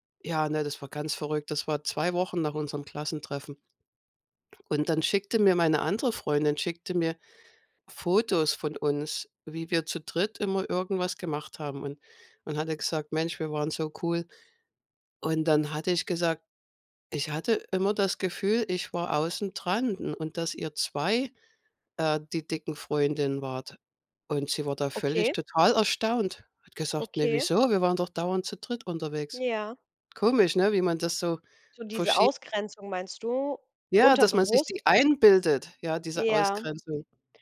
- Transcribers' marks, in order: none
- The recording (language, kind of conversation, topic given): German, unstructured, Wie wichtig sind Freundschaften in der Schule?